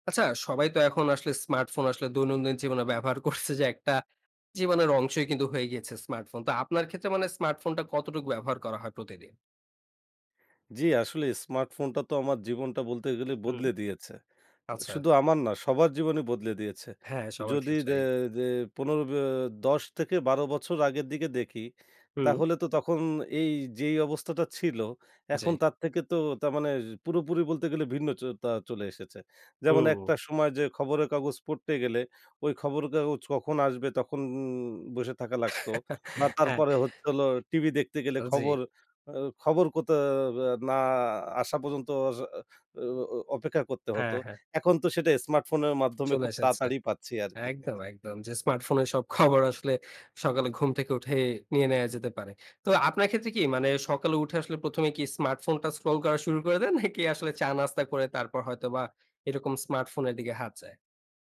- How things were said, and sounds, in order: tapping; laughing while speaking: "করছে"; chuckle; laughing while speaking: "হ্যাঁ"; chuckle; laughing while speaking: "খবর"; laughing while speaking: "দেন, নাকি"
- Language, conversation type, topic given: Bengali, podcast, স্মার্টফোন আপনার দৈনন্দিন জীবন কীভাবে বদলে দিয়েছে?